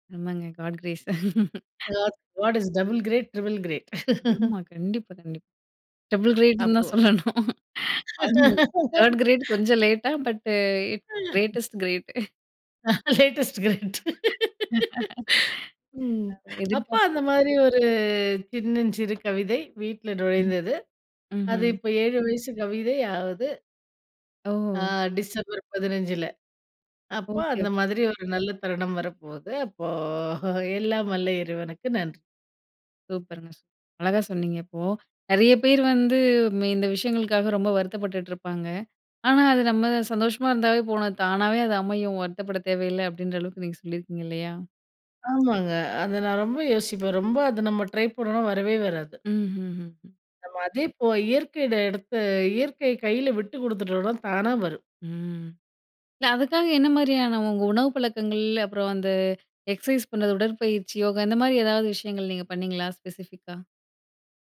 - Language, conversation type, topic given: Tamil, podcast, உங்கள் வாழ்க்கை பற்றி பிறருக்கு சொல்லும் போது நீங்கள் எந்த கதை சொல்கிறீர்கள்?
- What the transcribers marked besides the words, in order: in English: "காட் கிரேஸ்"; laugh; in English: "காட் காட் இஸ் டபுள் கிரேட், ட்ரிபிள் கிரேட்"; laugh; in English: "ட்ரிபிள் கிரேட்ன்னு"; laugh; unintelligible speech; in English: "தேர்டு கிரேட்"; in English: "பட் இட் கிரேட்டஸ்ட் கிரேட்"; laugh; laughing while speaking: "லேட்டஸ்ட் கட்"; other noise; laugh; other background noise; in English: "ஸ்பெசிஃபிக்கா"